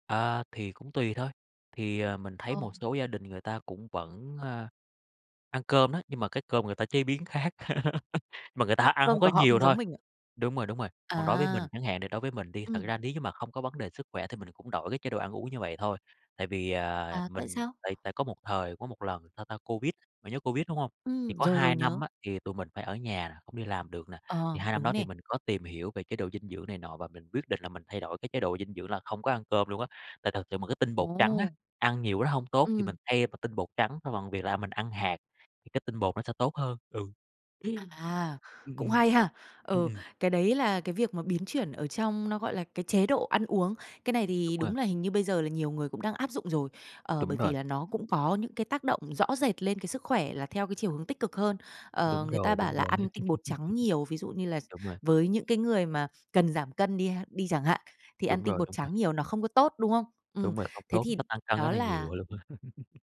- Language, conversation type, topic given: Vietnamese, podcast, Bạn đã lớn lên giữa hai nền văn hóa như thế nào?
- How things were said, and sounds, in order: laugh; tapping; laugh; laugh